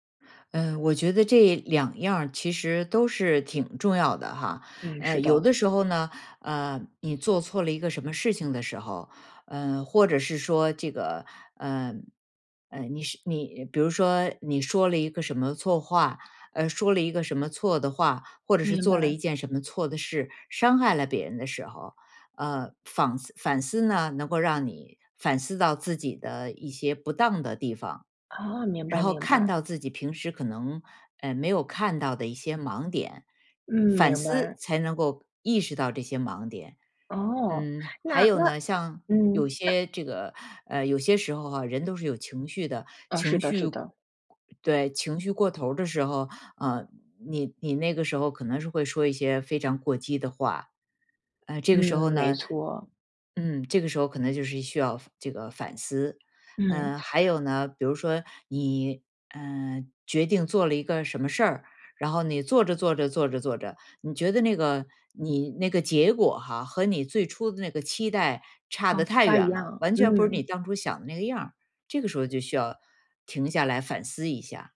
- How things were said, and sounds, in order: other background noise; inhale
- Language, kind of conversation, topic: Chinese, podcast, 什么时候该反思，什么时候该原谅自己？